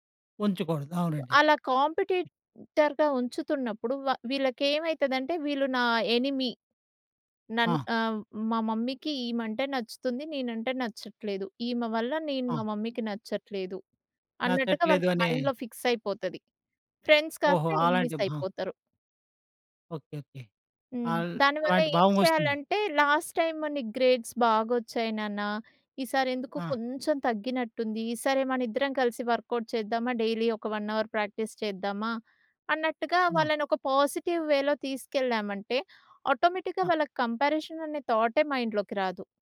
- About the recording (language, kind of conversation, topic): Telugu, podcast, మరొకరితో పోల్చుకోకుండా మీరు ఎలా ఉండగలరు?
- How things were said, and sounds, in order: in English: "కాంపిటీటర్‌గా"; tapping; in English: "ఎనిమీ"; in English: "మమ్మీ‌కి"; in English: "మమ్మీ‌కి"; in English: "మైండ్‌లో ఫిక్స్"; in English: "ఫ్రెండ్స్"; in English: "ఎనిమీస్"; in English: "లాస్ట్‌టైమ్"; in English: "గ్రేడ్స్"; in English: "వర్క్‌ఔట్"; in English: "డైలీ"; in English: "వన్ అవర్ ప్రాక్టీస్"; in English: "పాజిటివ్ వేలో"; in English: "ఆటోమేటిక్‌గా"; in English: "కంపారిజన్"; in English: "మైండ్‌లోకి"